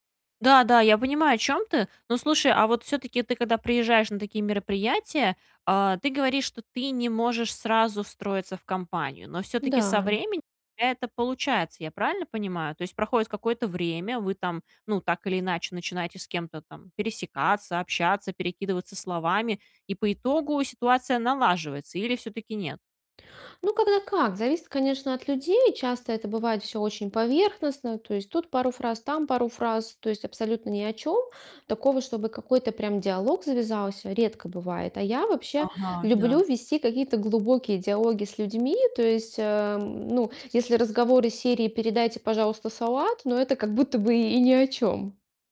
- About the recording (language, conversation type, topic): Russian, advice, Как перестать чувствовать неловкость на вечеринках и праздничных мероприятиях?
- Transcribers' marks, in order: mechanical hum; distorted speech; other background noise